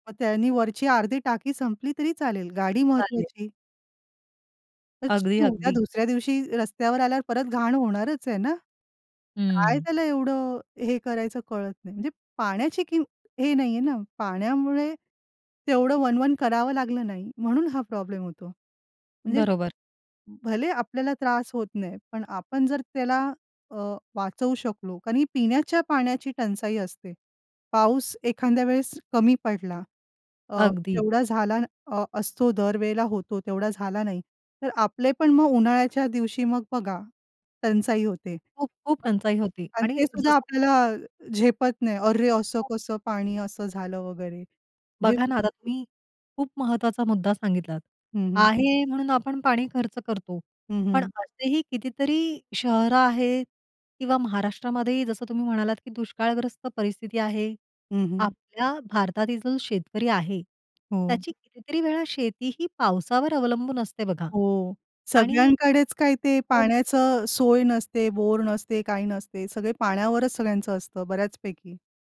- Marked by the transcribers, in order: other noise; unintelligible speech; unintelligible speech; tapping; unintelligible speech
- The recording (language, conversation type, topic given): Marathi, podcast, पाण्याचे चक्र सोप्या शब्दांत कसे समजावून सांगाल?